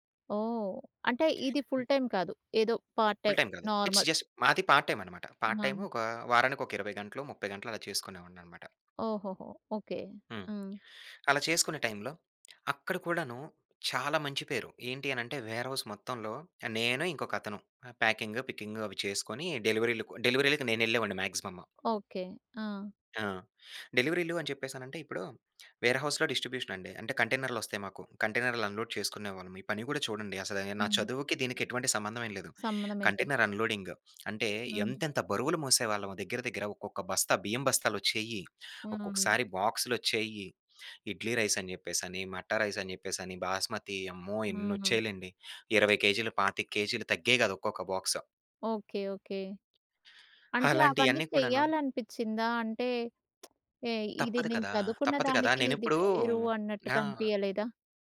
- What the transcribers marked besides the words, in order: in English: "ఫుల్ టైమ్"; in English: "పార్ట్ టైమ్ నార్మల్"; in English: "ఫుల్ టైమ్"; in English: "ఇట్స్ జస్ట్"; in English: "పార్ట్ టైమ్"; in English: "పార్ట్ టైమ్"; in English: "వేర్‌హౌస్"; in English: "ప్యాకింగ్, పికింగ్"; in English: "మాక్సిమం"; in English: "వేర్‌హౌస్‌లో డిస్ట్రిబ్యూషన్"; in English: "అన్‌లోడ్"; in English: "కంటైనర్ అన్‌లోడింగ్"; in English: "ఇడ్లీ రైస్"; in English: "రైస్"; in English: "బాక్స్"; lip smack
- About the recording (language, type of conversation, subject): Telugu, podcast, నీవు అనుకున్న దారిని వదిలి కొత్త దారిని ఎప్పుడు ఎంచుకున్నావు?